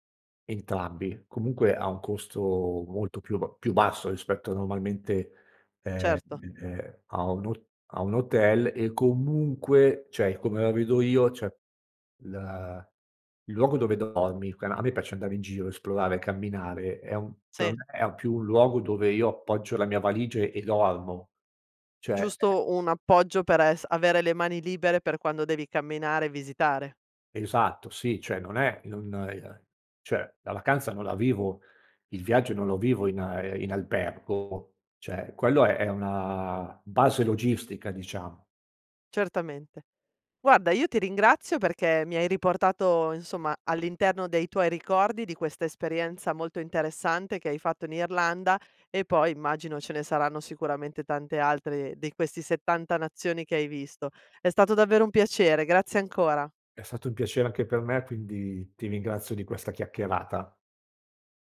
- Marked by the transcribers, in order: "cioè" said as "ceh"; "cioè" said as "ceh"; "cioè" said as "ceh"; "cioè" said as "ceh"; "cioè" said as "ceh"
- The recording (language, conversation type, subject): Italian, podcast, Qual è un viaggio che ti ha cambiato la vita?